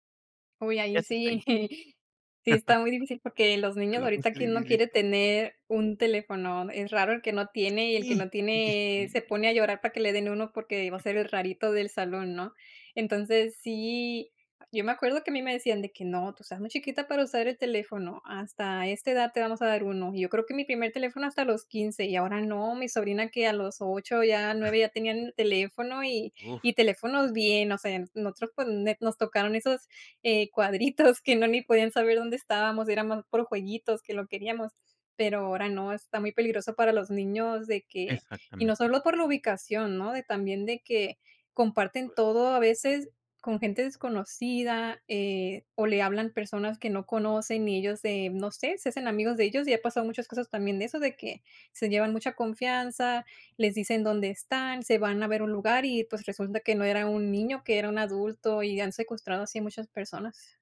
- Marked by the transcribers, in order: chuckle; other background noise; other noise
- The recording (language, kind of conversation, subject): Spanish, podcast, ¿Qué límites pones al compartir información sobre tu familia en redes sociales?